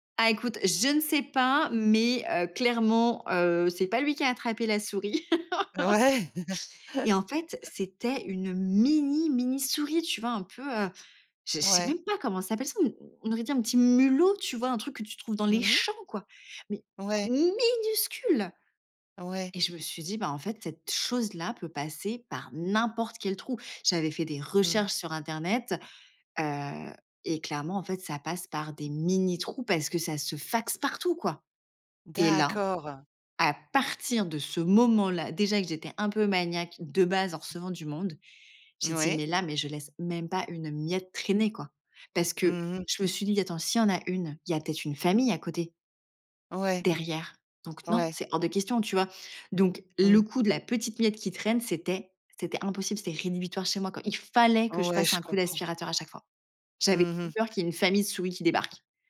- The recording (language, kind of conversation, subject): French, podcast, Comment prépares-tu ta maison pour recevoir des invités ?
- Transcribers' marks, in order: laughing while speaking: "Ouais"; laugh; stressed: "champs"; tapping; other noise